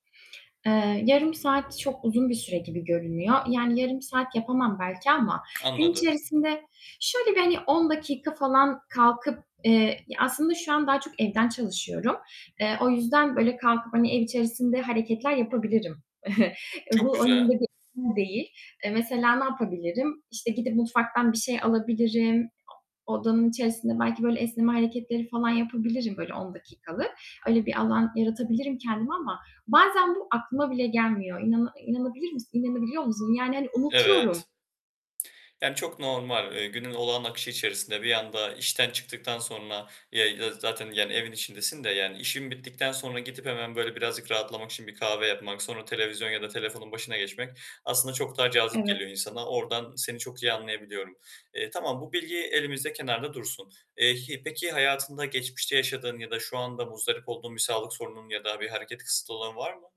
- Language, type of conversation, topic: Turkish, advice, Gün içinde çok oturuyorsam günlük rutinime kısa yürüyüşleri ve basit hareket molalarını nasıl ekleyebilirim?
- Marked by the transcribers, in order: other background noise; tapping; chuckle; unintelligible speech; whistle